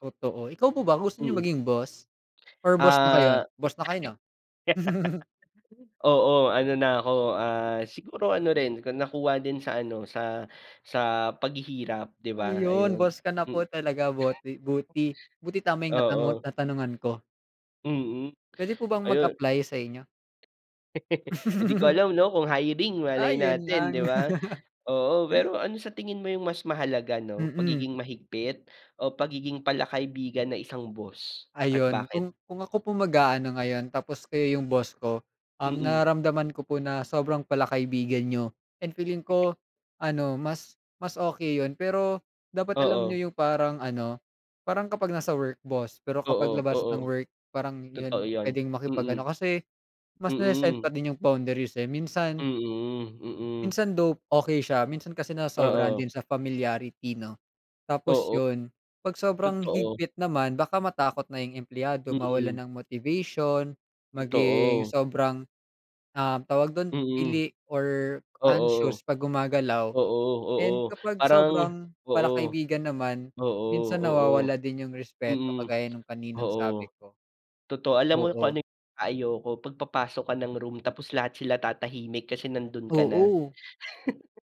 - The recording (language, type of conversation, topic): Filipino, unstructured, Ano ang pinakamahalagang katangian ng isang mabuting boss?
- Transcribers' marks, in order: giggle; chuckle; chuckle; laugh; giggle; laugh; other background noise; tapping; chuckle